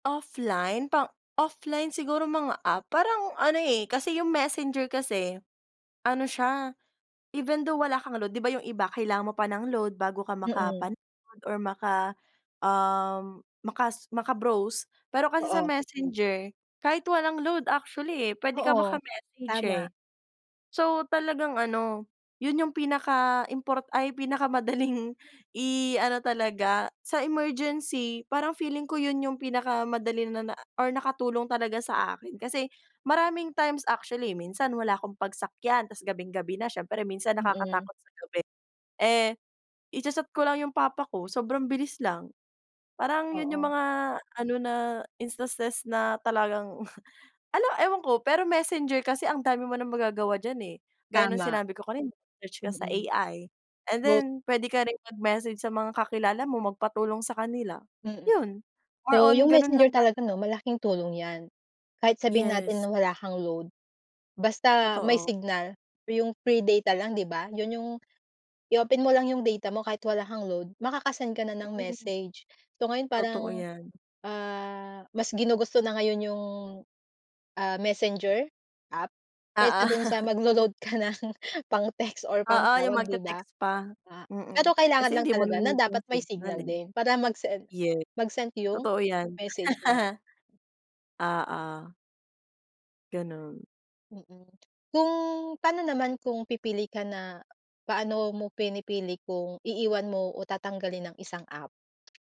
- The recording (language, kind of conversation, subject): Filipino, podcast, Anu-ano ang mga aplikasyon na hindi mo kayang mawala sa iyong telepono, at bakit?
- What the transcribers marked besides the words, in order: laughing while speaking: "pinakamadaling"; laughing while speaking: "talagang"; laugh; laughing while speaking: "ka ng pang-text"; other background noise; laugh; tapping